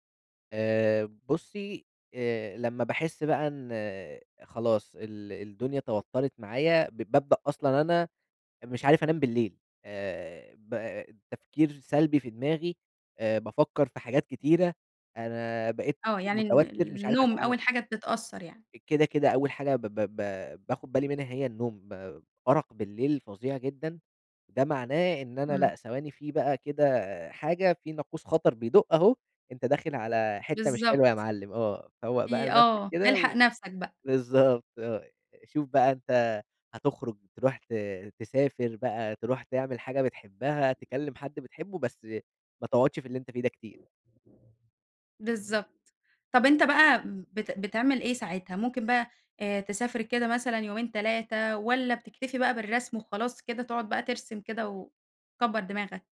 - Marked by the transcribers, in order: other background noise
- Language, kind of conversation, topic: Arabic, podcast, إيه اللي بتعمله في وقت فراغك عشان تحس بالرضا؟